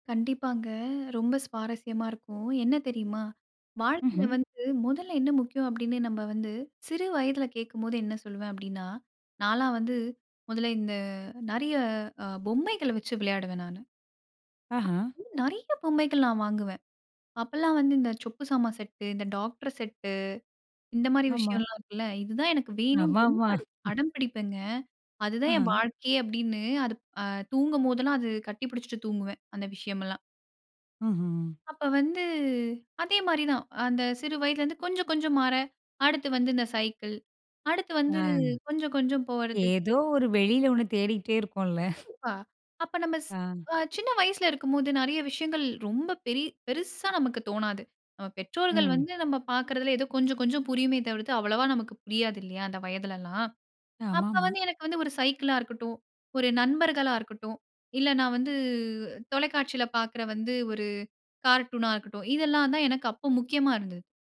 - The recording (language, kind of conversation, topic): Tamil, podcast, வாழ்க்கையில் உங்களுக்கு முதன்மையாக எது முக்கியம்?
- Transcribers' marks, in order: unintelligible speech; other background noise; chuckle; snort